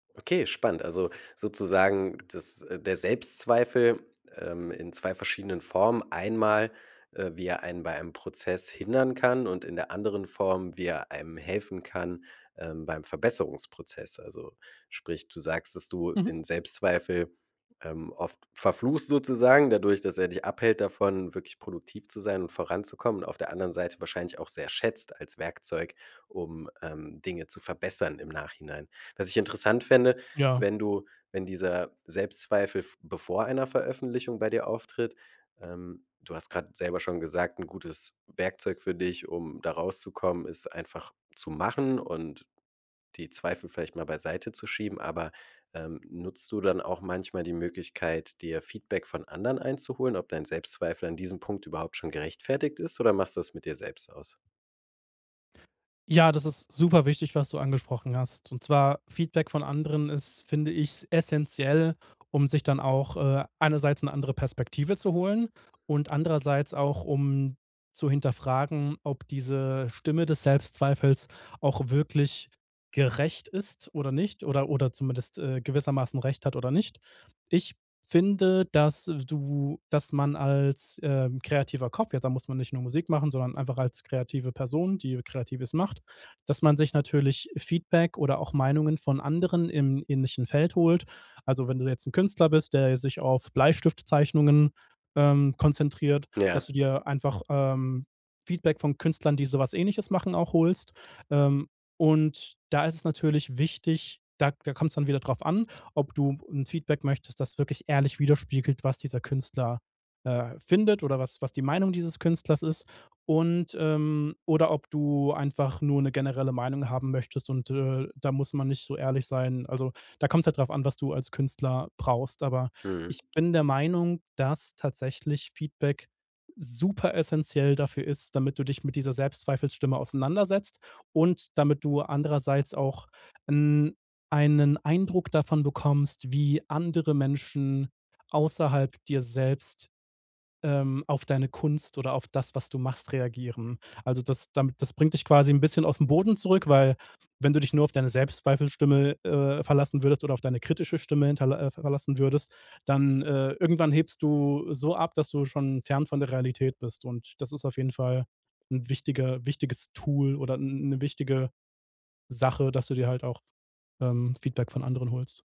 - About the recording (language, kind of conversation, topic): German, podcast, Was hat dir geholfen, Selbstzweifel zu überwinden?
- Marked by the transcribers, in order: surprised: "Okay"; other background noise; stressed: "superessentiell"